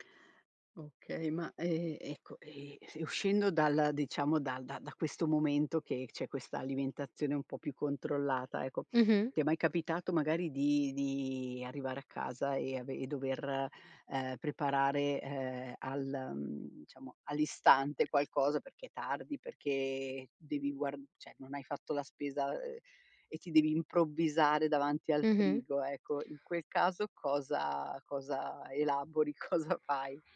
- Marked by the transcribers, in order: tapping; "cioè" said as "ceh"; laughing while speaking: "cosa fai?"
- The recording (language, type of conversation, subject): Italian, podcast, Come prepari piatti nutrienti e veloci per tutta la famiglia?